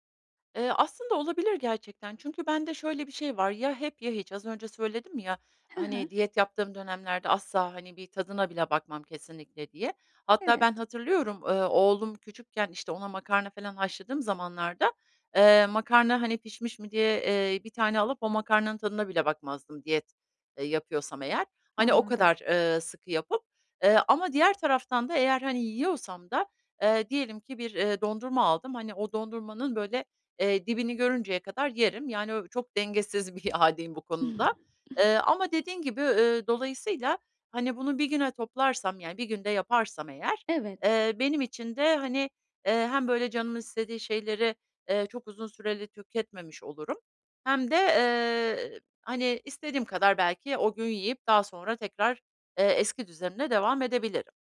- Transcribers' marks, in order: other noise; tapping; other background noise; chuckle
- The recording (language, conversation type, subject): Turkish, advice, Vücudumun açlık ve tokluk sinyallerini nasıl daha doğru tanıyabilirim?